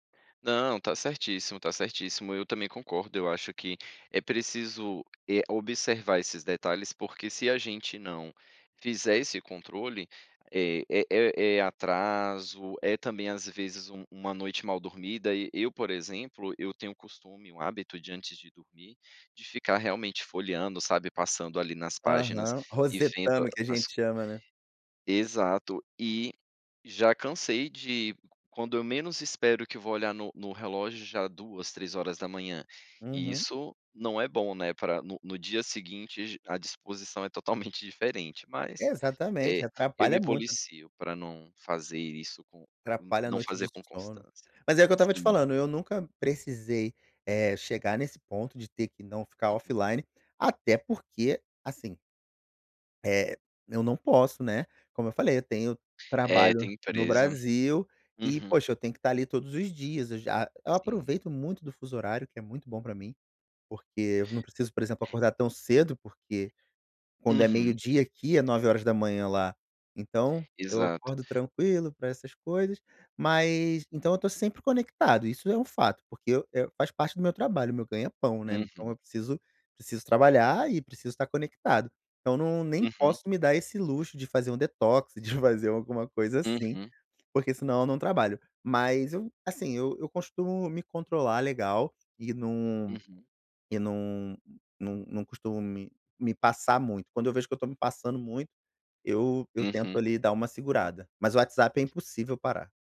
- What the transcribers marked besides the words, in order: none
- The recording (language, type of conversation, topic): Portuguese, podcast, Como a tecnologia impacta, na prática, a sua vida social?